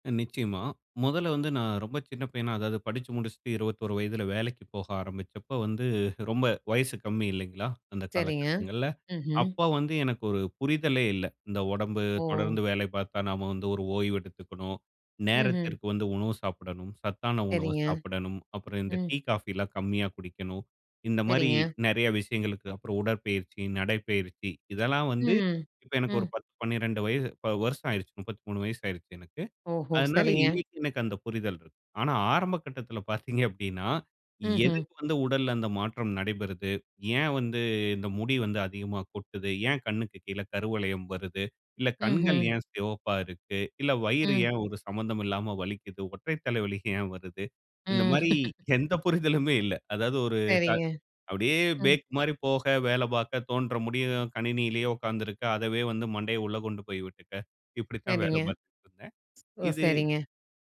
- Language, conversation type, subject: Tamil, podcast, உங்கள் உடலுக்கு உண்மையில் ஓய்வு தேவைப்படுகிறதா என்பதை எப்படித் தீர்மானிக்கிறீர்கள்?
- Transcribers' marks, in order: other background noise; chuckle; laughing while speaking: "ம்"; chuckle